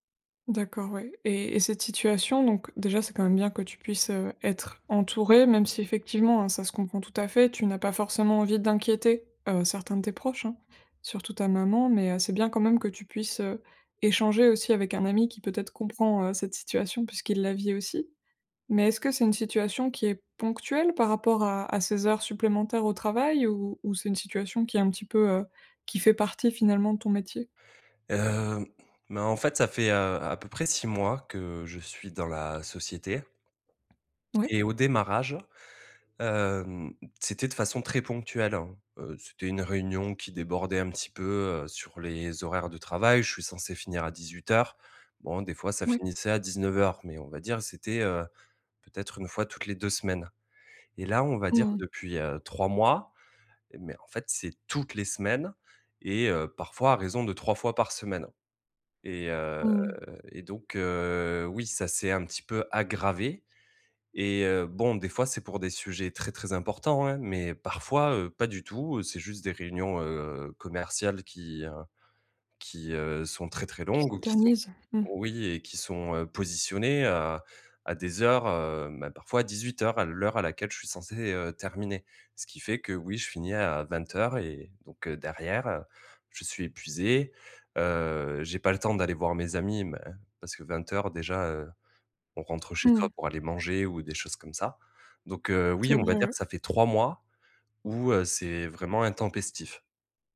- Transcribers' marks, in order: other background noise; stressed: "toutes"
- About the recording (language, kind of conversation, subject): French, advice, Comment l’épuisement professionnel affecte-t-il votre vie personnelle ?